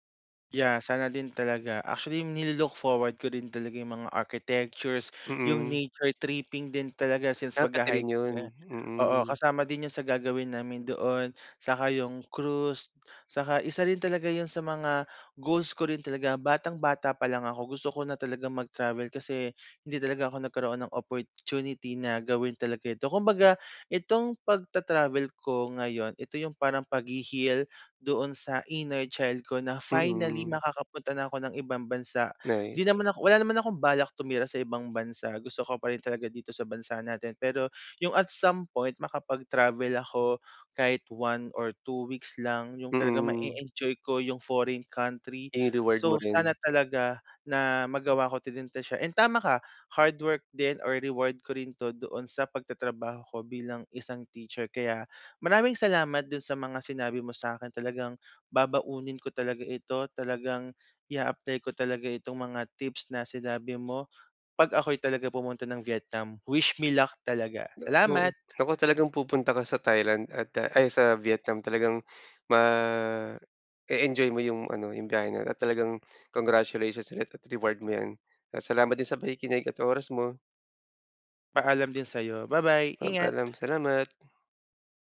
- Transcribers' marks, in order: in English: "architectures"; in English: "inner child"; in English: "foreign country"; other background noise; in English: "wish me luck"; breath
- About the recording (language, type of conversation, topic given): Filipino, advice, Paano ko malalampasan ang kaba kapag naglilibot ako sa isang bagong lugar?